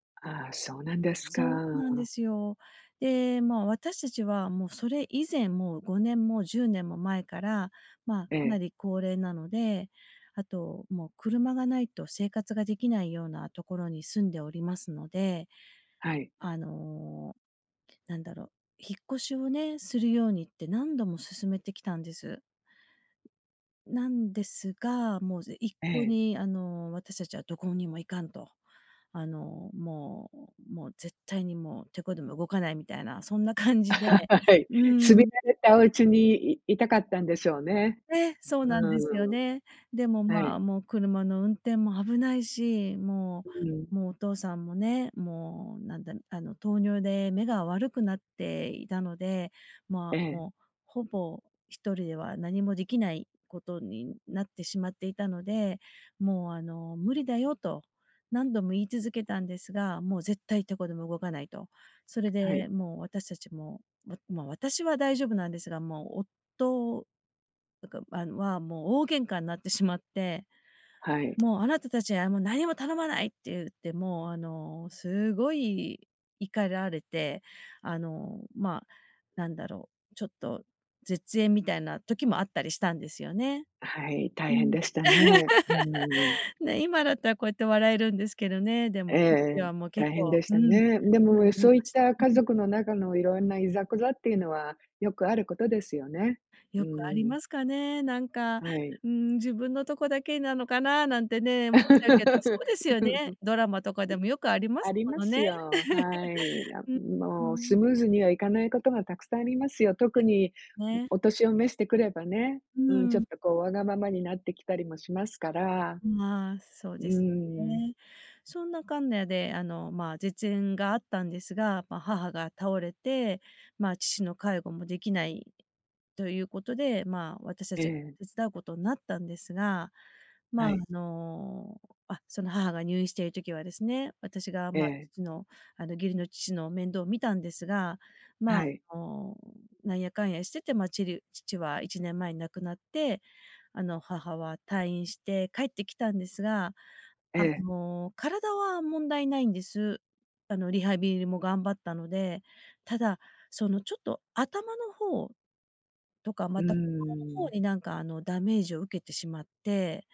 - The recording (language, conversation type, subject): Japanese, advice, 親の介護のために生活を変えるべきか迷っているとき、どう判断すればよいですか？
- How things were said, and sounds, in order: laugh; laughing while speaking: "感じで"; other background noise; laugh; unintelligible speech; laugh; laugh